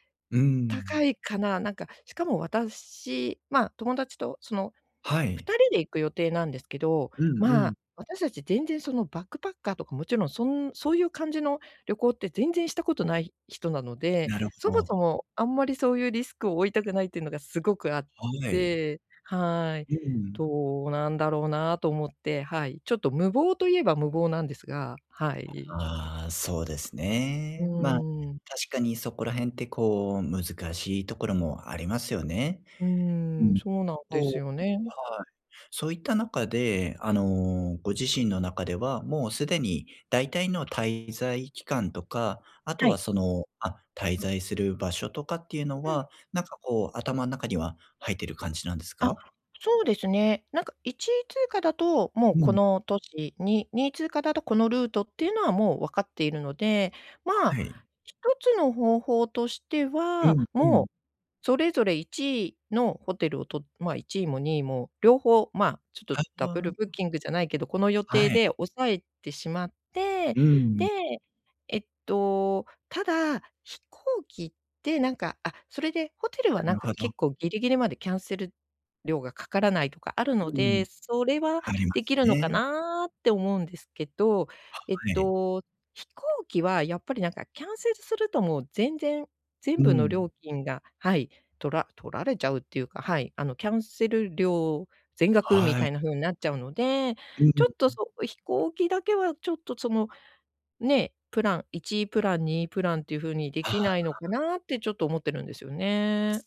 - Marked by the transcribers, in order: other background noise
- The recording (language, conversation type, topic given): Japanese, advice, 旅行の予定が急に変わったとき、どう対応すればよいですか？